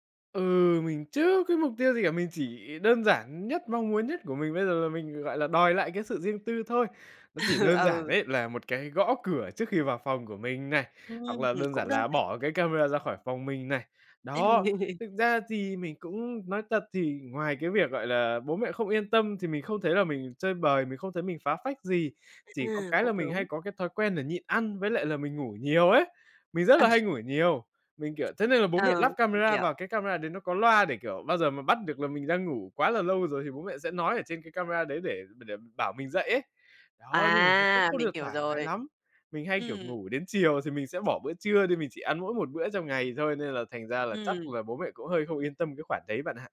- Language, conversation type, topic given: Vietnamese, advice, Làm thế nào để xử lý khi ranh giới và quyền riêng tư của bạn không được tôn trọng trong nhà?
- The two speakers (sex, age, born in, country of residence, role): female, 30-34, Vietnam, Vietnam, advisor; male, 20-24, Vietnam, Vietnam, user
- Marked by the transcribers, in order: tapping; laugh; other background noise; laugh; laughing while speaking: "Ờ"